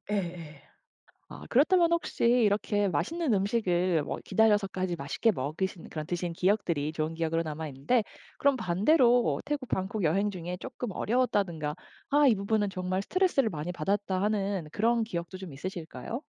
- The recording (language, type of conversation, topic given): Korean, podcast, 가장 기억에 남는 여행은 언제였나요?
- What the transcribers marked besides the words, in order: tapping